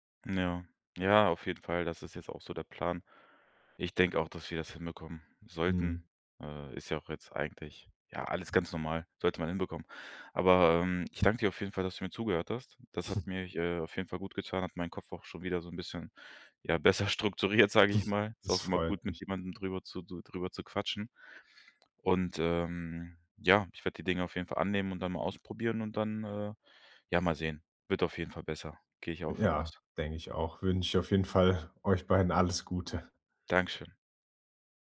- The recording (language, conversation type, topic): German, advice, Wie kann ich nach der Trennung gesunde Grenzen setzen und Selbstfürsorge in meinen Alltag integrieren?
- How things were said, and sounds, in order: chuckle; laughing while speaking: "besser"; chuckle